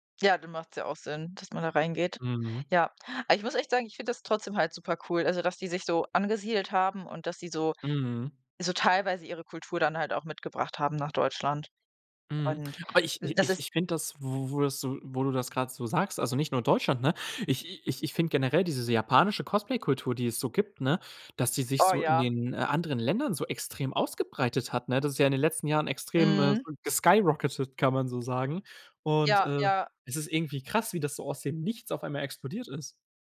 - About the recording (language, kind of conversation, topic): German, unstructured, Wie feiern Menschen in deiner Kultur besondere Anlässe?
- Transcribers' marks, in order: in English: "geskyrocketet"